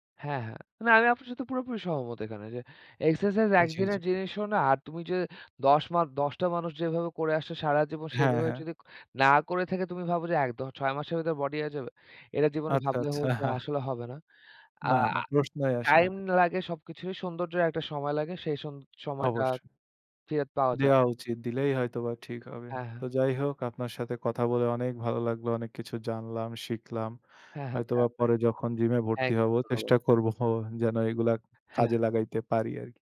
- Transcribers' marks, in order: other background noise; chuckle
- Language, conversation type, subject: Bengali, unstructured, অনেক মানুষ কেন ব্যায়াম করতে ভয় পান?